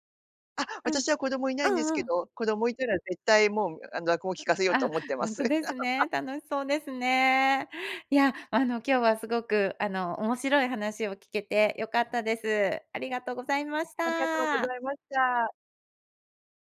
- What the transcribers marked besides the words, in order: laugh
- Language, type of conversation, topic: Japanese, podcast, 初めて心を動かされた曲は何ですか？
- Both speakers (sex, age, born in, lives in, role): female, 50-54, Japan, Japan, guest; female, 50-54, Japan, Japan, host